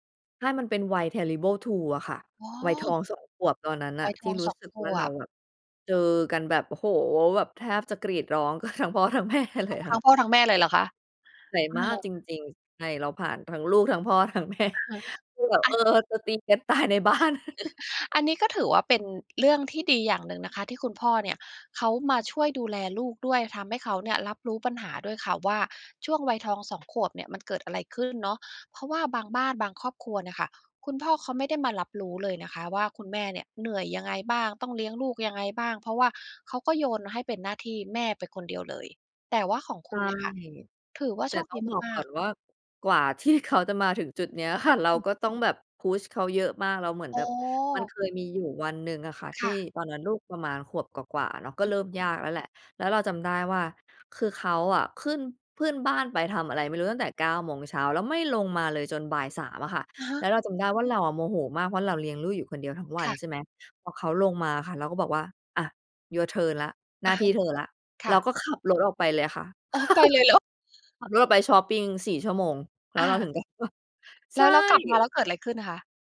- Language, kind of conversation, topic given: Thai, advice, ความสัมพันธ์ของคุณเปลี่ยนไปอย่างไรหลังจากมีลูก?
- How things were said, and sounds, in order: in English: "Terrible Two"; laughing while speaking: "กันทั้งพ่อ ทั้งแม่เลยค่ะ"; chuckle; laughing while speaking: "ทั้งแม่"; laughing while speaking: "ตายในบ้าน"; chuckle; laughing while speaking: "ที่"; laughing while speaking: "ค่ะ"; in English: "push"; in English: "Your turn"; laugh; laughing while speaking: "กลับมา"